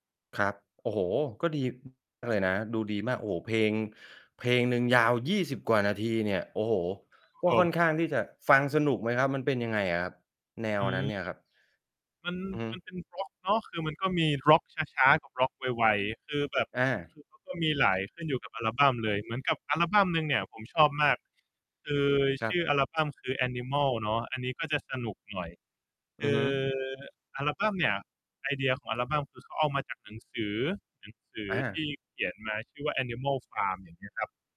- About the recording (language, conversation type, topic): Thai, podcast, มีเหตุการณ์อะไรที่ทำให้คุณเริ่มชอบแนวเพลงใหม่ไหม?
- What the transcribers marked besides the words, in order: unintelligible speech; distorted speech